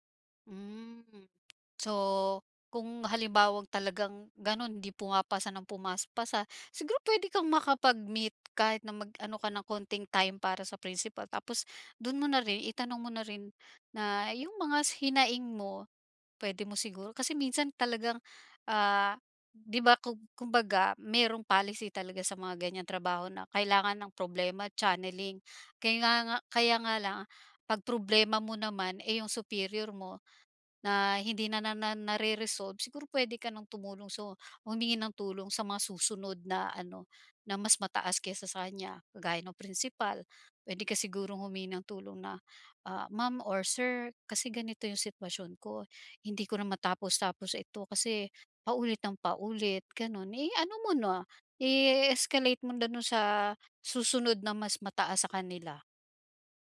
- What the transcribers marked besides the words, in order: in English: "channeling"
- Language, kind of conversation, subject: Filipino, advice, Paano ako mananatiling kalmado kapag tumatanggap ako ng kritisismo?